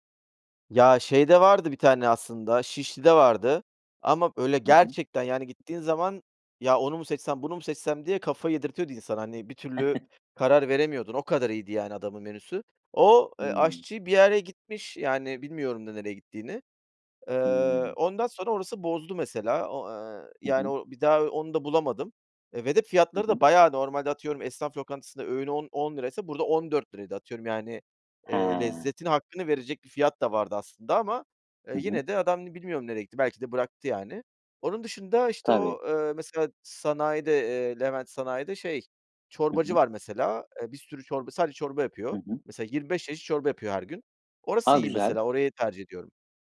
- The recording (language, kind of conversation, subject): Turkish, podcast, Dışarıda yemek yerken sağlıklı seçimleri nasıl yapıyorsun?
- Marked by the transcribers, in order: chuckle; "yere" said as "yare"